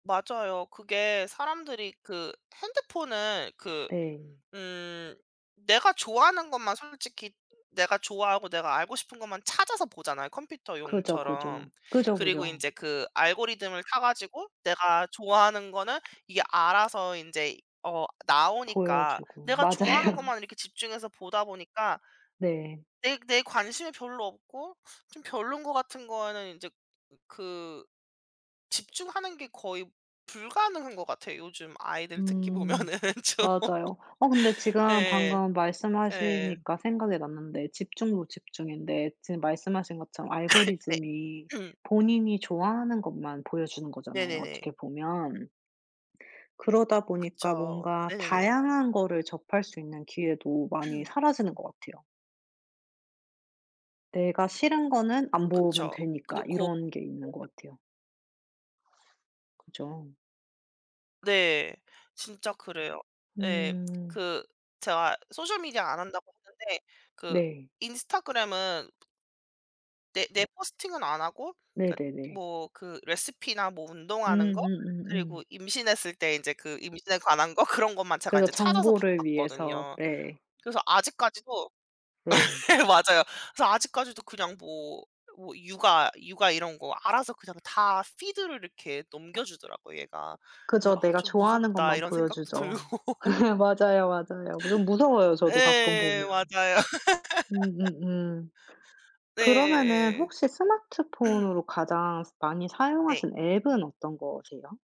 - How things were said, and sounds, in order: tapping; laughing while speaking: "맞아요"; other background noise; laughing while speaking: "보면은 좀"; sneeze; throat clearing; throat clearing; background speech; laughing while speaking: "거 그런"; laugh; put-on voice: "피드를"; laugh; laughing while speaking: "들고"; laugh; laughing while speaking: "맞아요"; laugh; throat clearing
- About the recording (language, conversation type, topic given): Korean, unstructured, 스마트폰이 당신의 하루를 어떻게 바꾸었나요?